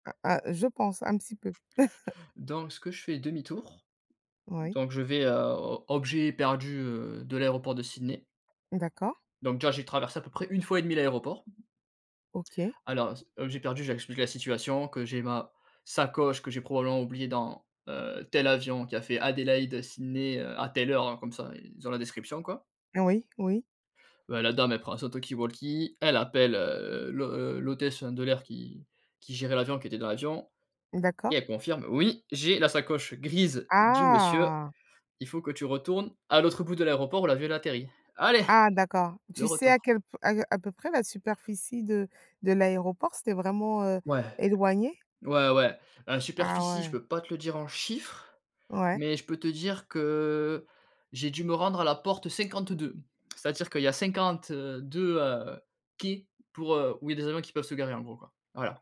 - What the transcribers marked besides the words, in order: chuckle; other background noise; drawn out: "Ah"; stressed: "Allez"; tongue click
- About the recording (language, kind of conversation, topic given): French, podcast, As-tu déjà perdu tes bagages à l’aéroport ?